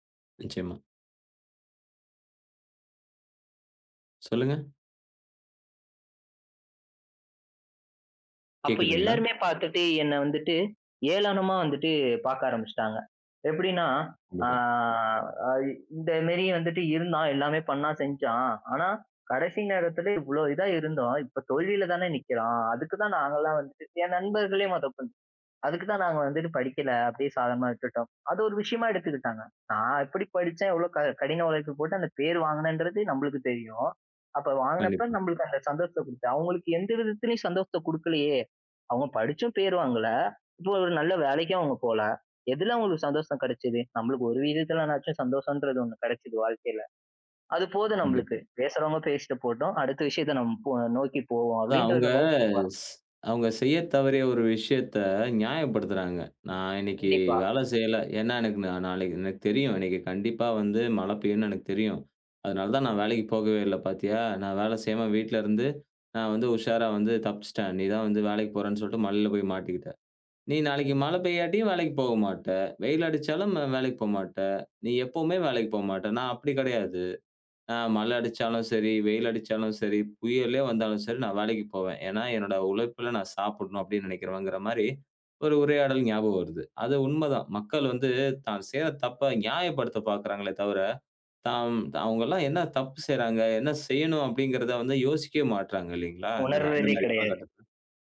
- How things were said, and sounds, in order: drawn out: "ஆ"; "இருந்தும்" said as "இருந்தோம்"; unintelligible speech; other noise
- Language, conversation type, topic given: Tamil, podcast, தோல்வி உன் சந்தோஷத்தை குறைக்காமலிருக்க எப்படி பார்த்துக் கொள்கிறாய்?